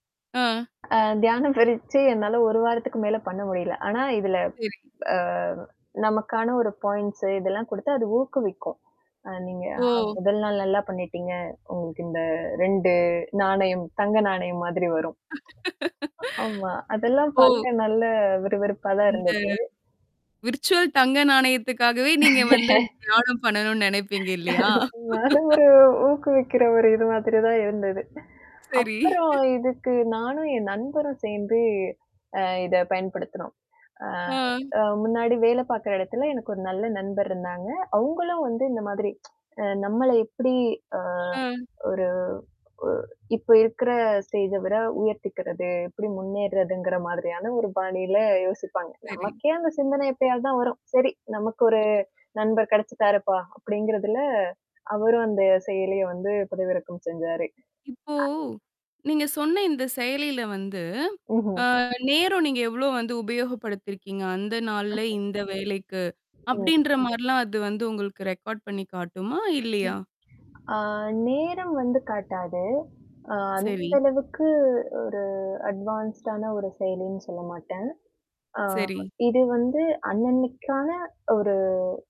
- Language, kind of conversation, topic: Tamil, podcast, உங்களுக்கு அதிகம் உதவிய உற்பத்தித் திறன் செயலிகள் எவை என்று சொல்ல முடியுமா?
- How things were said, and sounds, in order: static; other noise; laughing while speaking: "அ. தியானப் பயிற்சி என்னால"; in English: "பாயிண்ட்ஸ்"; mechanical hum; laugh; laughing while speaking: "அ ஆமா, அதெல்லாம் பார்க்க நல்ல விறுவிறுப்பாதான் இருந்தது"; distorted speech; laughing while speaking: "ஓ"; in English: "விர்ச்சுவல்"; laugh; laughing while speaking: "நானும், ஒரு ஊக்குவிக்கிற ஒரு இது மாதிரிதான் இருந்தது"; laughing while speaking: "இல்லையா?"; laugh; laughing while speaking: "சரி"; laugh; joyful: "அ"; tsk; horn; in English: "ஸ்டேஜை"; unintelligible speech; drawn out: "இப்போ"; in English: "ரெக்கார்ட்"; in English: "அட்வான்ஸ்டான"